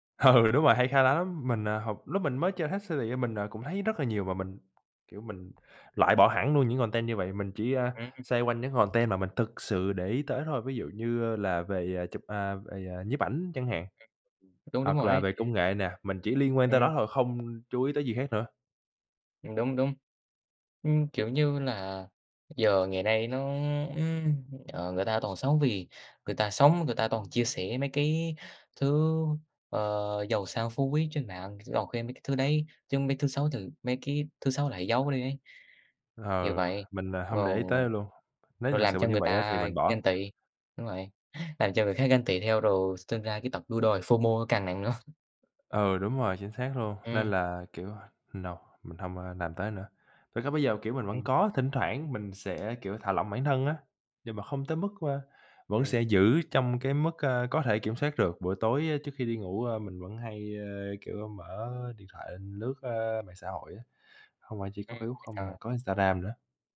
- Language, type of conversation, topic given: Vietnamese, unstructured, Công nghệ hiện đại có khiến cuộc sống của chúng ta bị kiểm soát quá mức không?
- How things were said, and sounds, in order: laughing while speaking: "Ừ"; "Threads" said as "hét"; in English: "city"; tapping; in English: "content"; unintelligible speech; in English: "content"; other background noise; in English: "FO-MO"; laughing while speaking: "nữa"; in English: "no"